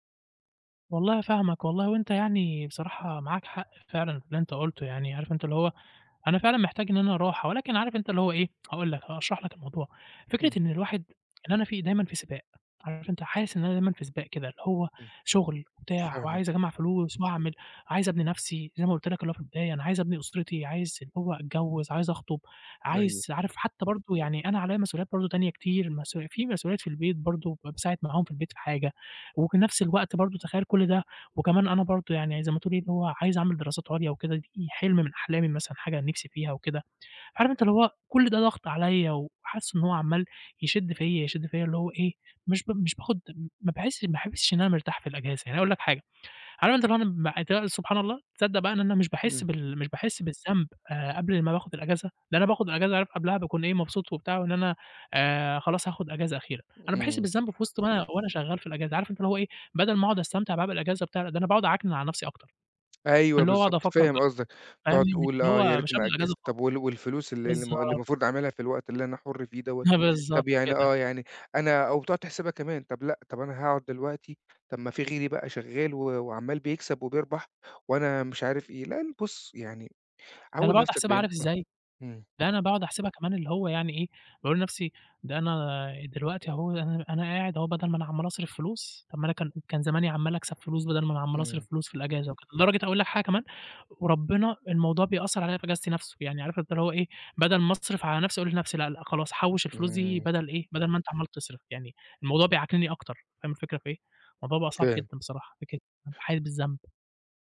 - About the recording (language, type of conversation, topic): Arabic, advice, إزاي بتتعامل مع الإحساس بالذنب لما تاخد إجازة عشان ترتاح؟
- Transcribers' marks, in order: tapping; "أيوه" said as "بيوه"; unintelligible speech; other background noise; chuckle